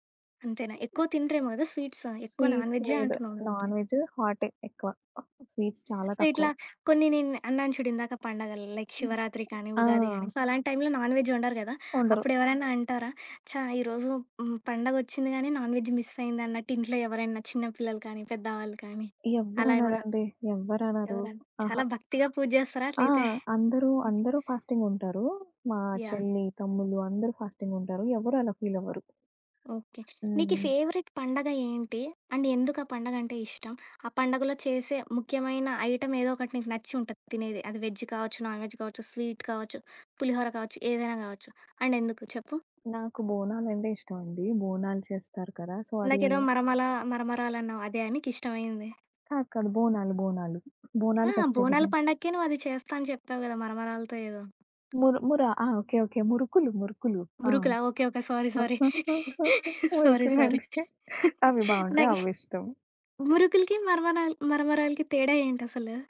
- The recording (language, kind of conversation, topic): Telugu, podcast, ఏ పండుగ వంటకాలు మీకు ప్రత్యేకంగా ఉంటాయి?
- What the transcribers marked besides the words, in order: other background noise; tapping; in English: "స్వీట్స్"; in English: "స్వీట్స్!"; in English: "నాన్‌వేజ్"; in English: "స్వీట్స్"; in English: "సో"; in English: "లైక్"; in English: "సో"; in English: "నాన్ వెజ్"; in English: "నాన్‌వెజ్ మిస్"; in English: "ఫాస్టింగ్"; in English: "ఫాస్టింగ్"; in English: "ఫీల్"; in English: "ఫేవరైట్"; in English: "అండ్"; in English: "ఐటెమ్"; in English: "వెజ్"; in English: "నాన్‌వెజ్"; in English: "స్వీట్"; in English: "అండ్"; in English: "సో"; laughing while speaking: "మురుకులంటే"; in English: "సారి సారి. సారి సారి"; chuckle